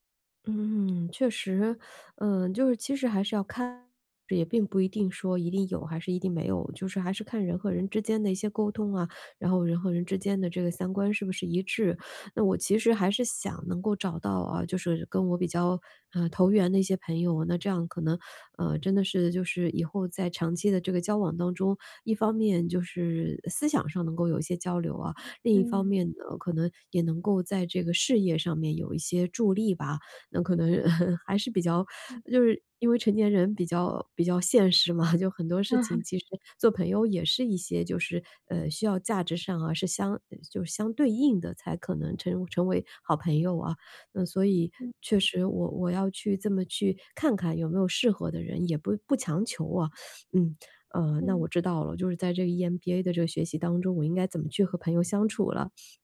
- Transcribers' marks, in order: tapping; "朋" said as "盆"; chuckle; chuckle; teeth sucking; "朋" said as "盆"
- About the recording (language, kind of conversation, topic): Chinese, advice, 我覺得被朋友排除時該怎麼調適自己的感受？